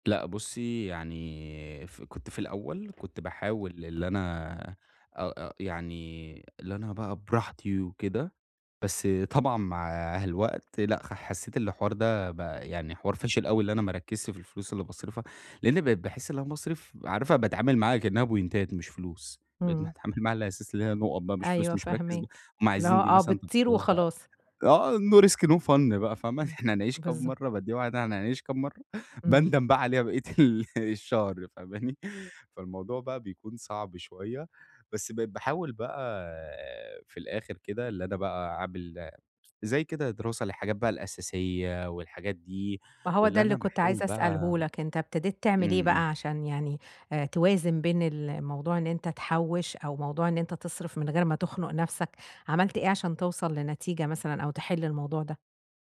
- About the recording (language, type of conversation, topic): Arabic, advice, إزاي أوازن بين راحتي والادخار في مصاريفي اليومية؟
- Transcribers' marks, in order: in English: "بوينتات"; in English: "no risk no fun"; laughing while speaking: "باندم بَقى"